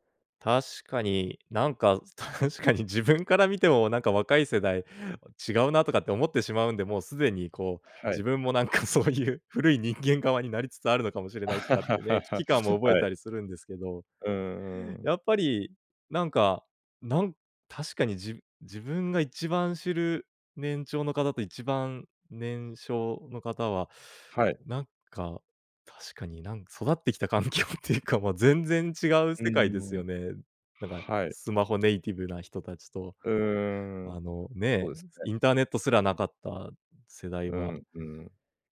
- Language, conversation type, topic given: Japanese, podcast, 世代間のつながりを深めるには、どのような方法が効果的だと思いますか？
- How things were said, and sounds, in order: laughing while speaking: "確かに"; laughing while speaking: "なんか、そうゆう"; laugh; laughing while speaking: "環境っていうか"; other background noise